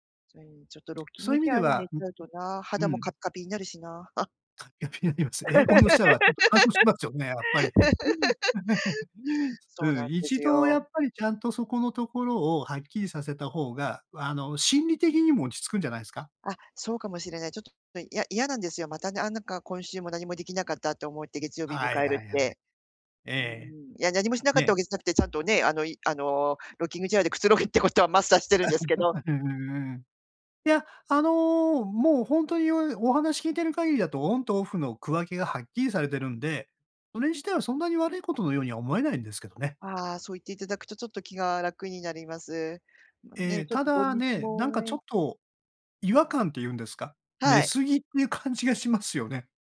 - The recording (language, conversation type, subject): Japanese, advice, 休みの日にだらけてしまい週明けがつらい
- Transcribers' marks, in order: other noise; in English: "ロッキングチェア"; laugh; laughing while speaking: "カッピカピになります"; laugh; laughing while speaking: "乾燥しますよね"; laugh; tapping; in English: "ロッキングチェア"; laughing while speaking: "くつろぐってことはマスターしてるんですけど"; laugh